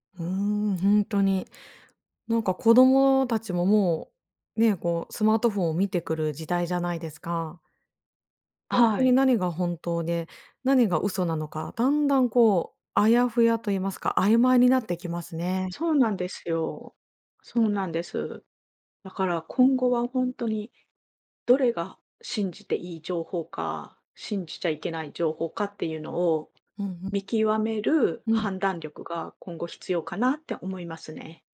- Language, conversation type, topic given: Japanese, podcast, SNSとうまくつき合うコツは何だと思いますか？
- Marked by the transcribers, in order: stressed: "見極める"